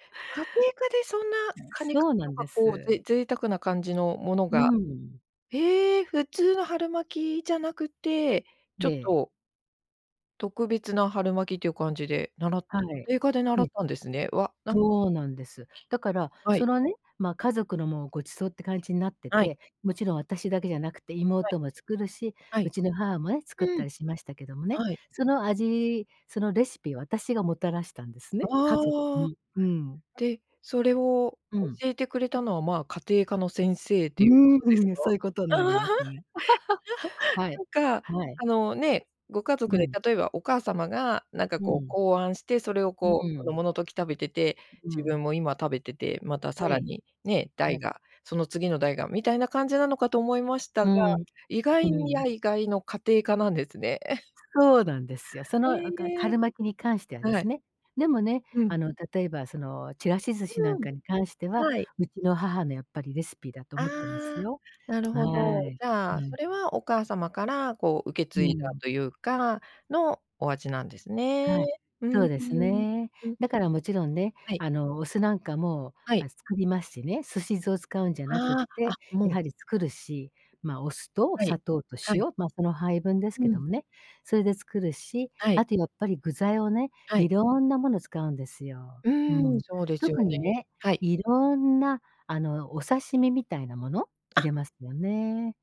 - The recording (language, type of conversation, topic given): Japanese, podcast, 家族の味は、あなたの食の好みや暮らし方にどのような影響を与えましたか？
- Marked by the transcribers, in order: other background noise; laugh; laugh; tapping